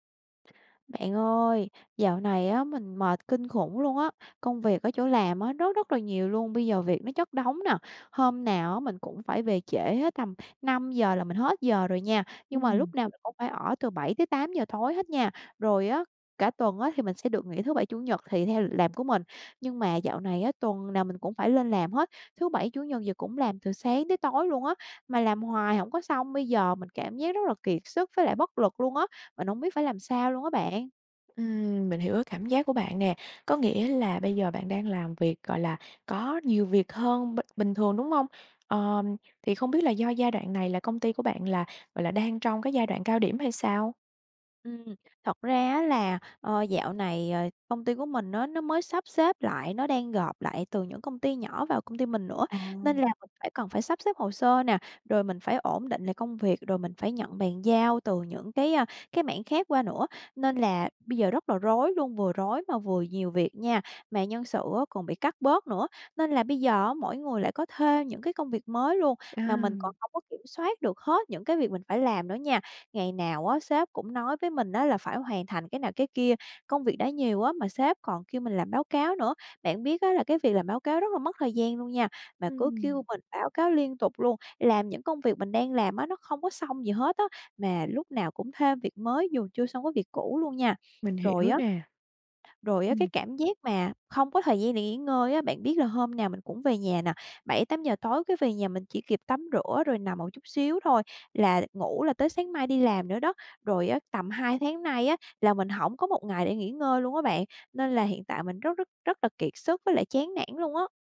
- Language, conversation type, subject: Vietnamese, advice, Bạn đang cảm thấy kiệt sức vì công việc và chán nản, phải không?
- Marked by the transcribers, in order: tapping; other background noise